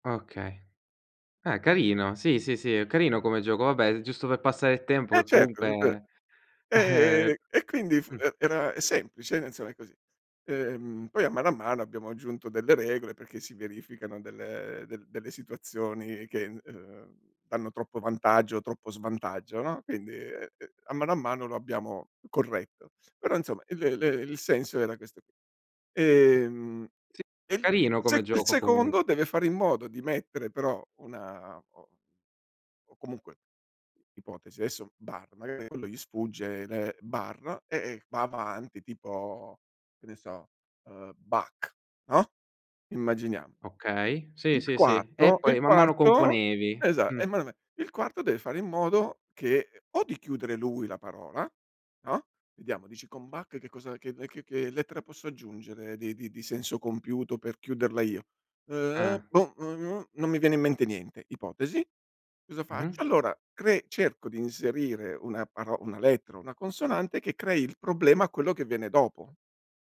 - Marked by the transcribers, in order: "certo" said as "cetto"; unintelligible speech; tapping; chuckle; "perché" said as "peché"; drawn out: "quindi"; other background noise; unintelligible speech; other noise
- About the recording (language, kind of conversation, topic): Italian, podcast, Qual è un gioco che hai inventato insieme ai tuoi amici?